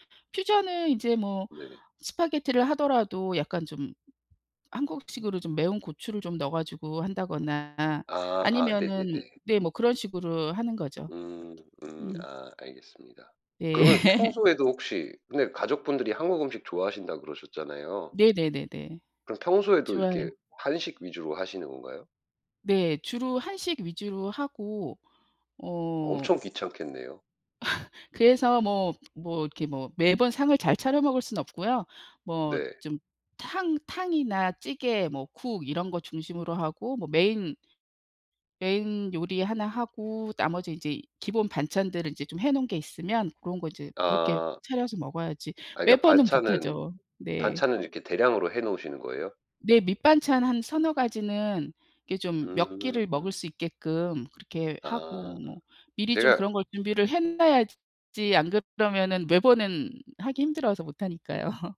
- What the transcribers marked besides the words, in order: other background noise; tapping; laugh; laugh; laugh
- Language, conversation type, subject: Korean, unstructured, 가장 기억에 남는 가족 식사는 언제였나요?